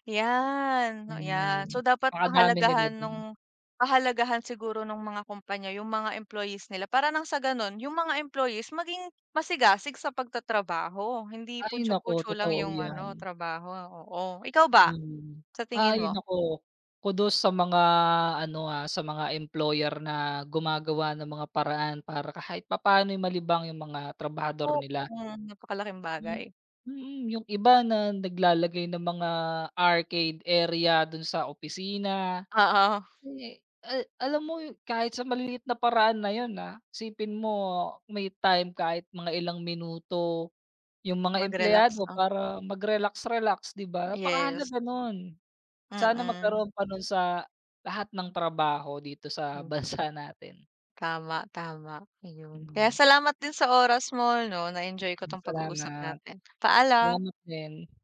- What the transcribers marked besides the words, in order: none
- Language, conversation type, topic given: Filipino, unstructured, Paano mo hinaharap ang pagkapuwersa at pag-aalala sa trabaho?